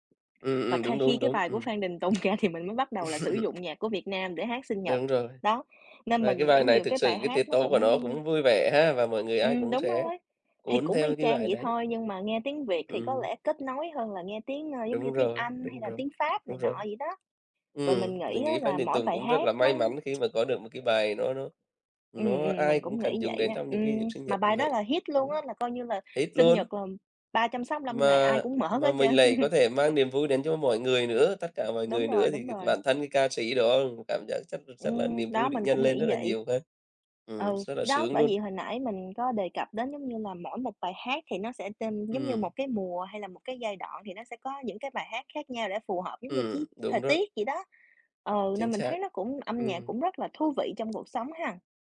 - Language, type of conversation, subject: Vietnamese, unstructured, Bạn nghĩ gì về vai trò của âm nhạc trong cuộc sống hằng ngày?
- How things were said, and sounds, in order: other background noise; laughing while speaking: "ra"; tapping; laugh; tsk; in English: "hit"; in English: "Hit"; "làm" said as "lờm"; chuckle; unintelligible speech